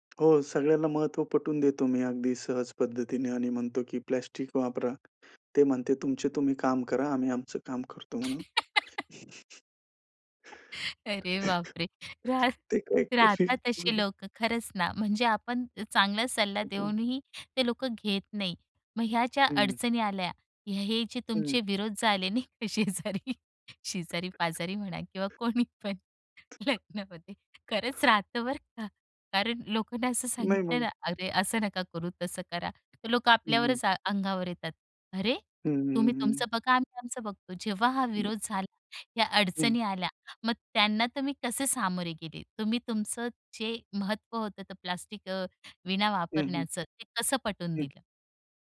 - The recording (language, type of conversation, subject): Marathi, podcast, प्लास्टिकविरहित जीवन कसं साध्य करावं आणि त्या प्रवासात तुमचा वैयक्तिक अनुभव काय आहे?
- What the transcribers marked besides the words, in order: tapping; other background noise; laugh; laughing while speaking: "अरे बापरे! राह राहतात"; laugh; laughing while speaking: "ते काय कुठली"; laughing while speaking: "शेजारी, शेजारी-पाजारी म्हणा किंवा कोणी पण. लग्नामध्ये खरंच राहतं बरं का"; other noise; unintelligible speech